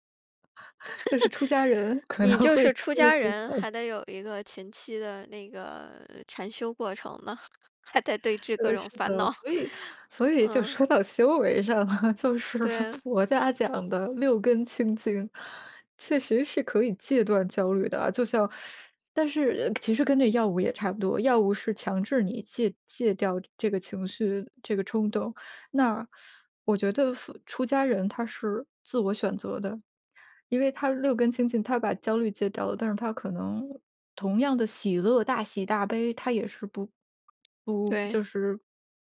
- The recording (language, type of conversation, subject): Chinese, podcast, 遇到焦虑时，你通常会怎么应对？
- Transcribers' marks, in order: chuckle; tapping; laugh; laughing while speaking: "可能"; other background noise; laughing while speaking: "还得对峙"; laughing while speaking: "恼"; chuckle; laughing while speaking: "说到修为上了，就是"; teeth sucking; teeth sucking